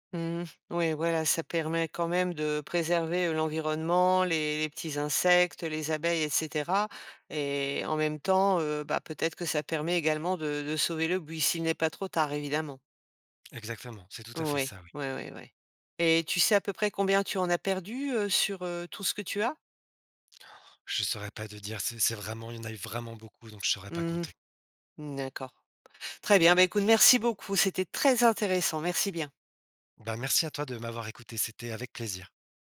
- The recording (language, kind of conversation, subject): French, podcast, Comment un jardin t’a-t-il appris à prendre soin des autres et de toi-même ?
- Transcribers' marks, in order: stressed: "très"